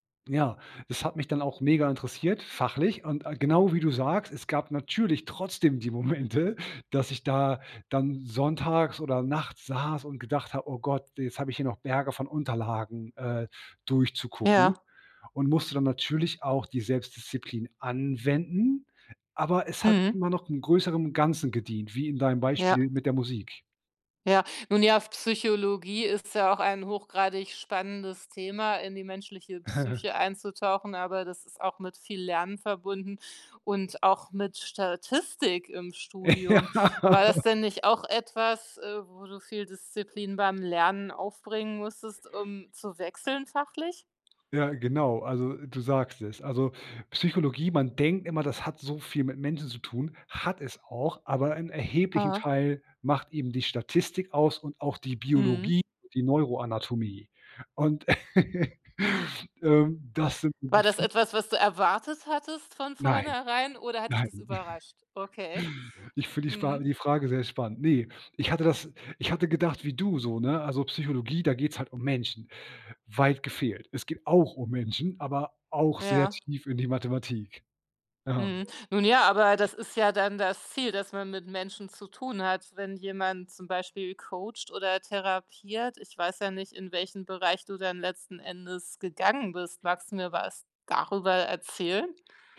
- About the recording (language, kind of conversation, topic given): German, podcast, Wie findest du die Balance zwischen Disziplin und Freiheit?
- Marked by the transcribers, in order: laughing while speaking: "Momente"; other background noise; chuckle; laughing while speaking: "Ja"; laugh; laugh; unintelligible speech; laugh; stressed: "auch"; stressed: "darüber"